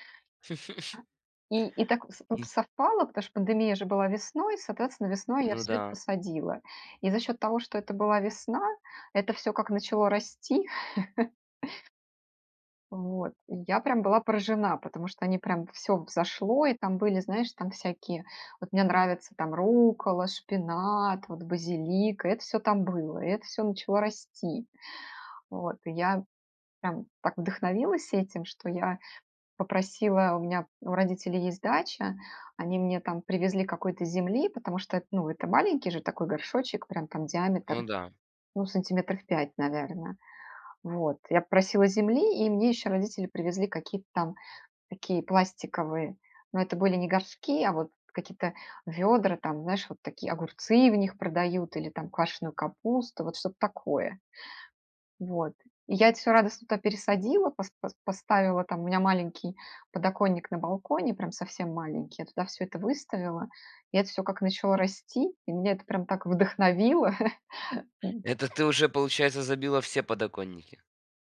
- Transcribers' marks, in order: chuckle; other noise; other background noise; chuckle; chuckle
- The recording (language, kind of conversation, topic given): Russian, podcast, Как лучше всего начать выращивать мини-огород на подоконнике?